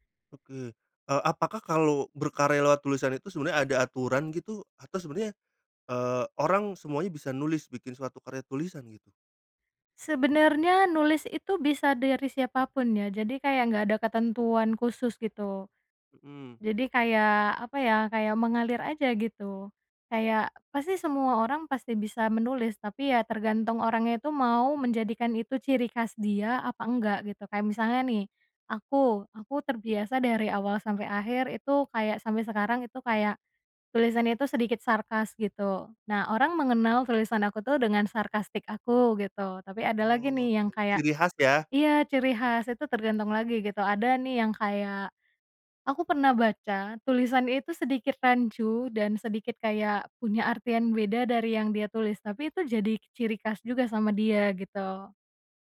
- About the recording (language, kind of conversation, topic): Indonesian, podcast, Apa rasanya saat kamu menerima komentar pertama tentang karya kamu?
- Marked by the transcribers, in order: none